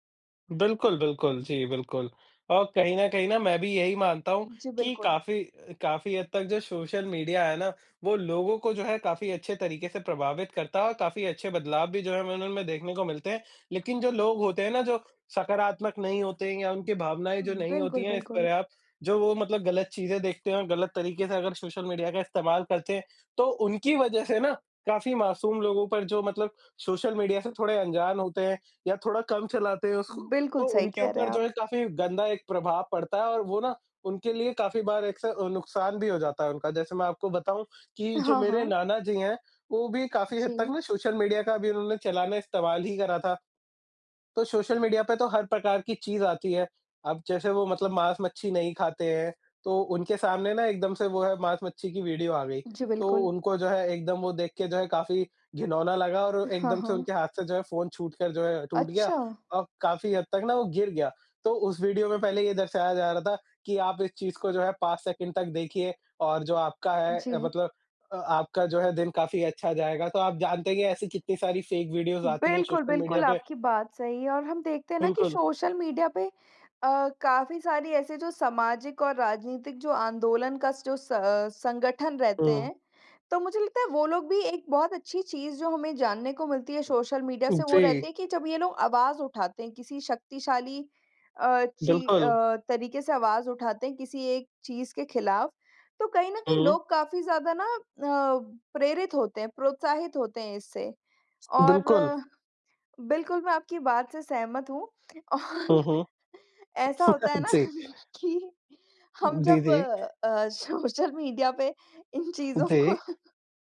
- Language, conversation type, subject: Hindi, unstructured, आपके अनुसार सोशल मीडिया के फायदे और नुकसान क्या हैं?
- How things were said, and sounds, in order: in English: "फ़ेक वीडियोज़"; chuckle; laughing while speaking: "और ऐसा होता है ना … इन चीज़ों को"